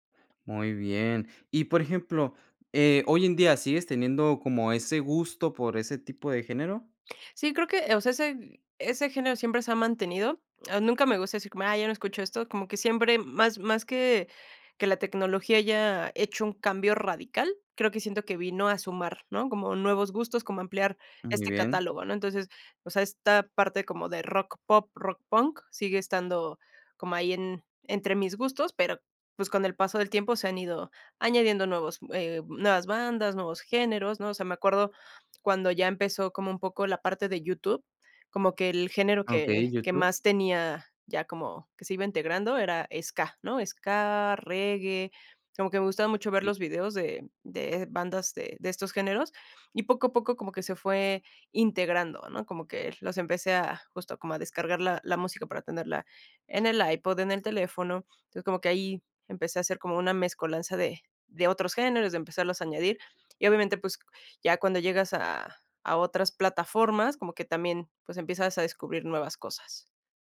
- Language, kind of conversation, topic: Spanish, podcast, ¿Cómo ha influido la tecnología en tus cambios musicales personales?
- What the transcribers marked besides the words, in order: other noise